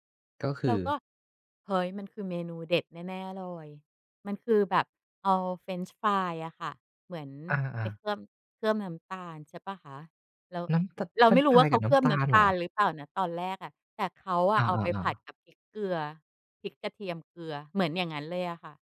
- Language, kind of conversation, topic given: Thai, podcast, คุณเคยหลงทางแล้วบังเอิญเจอร้านอาหารอร่อย ๆ ไหม?
- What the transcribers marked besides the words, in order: tapping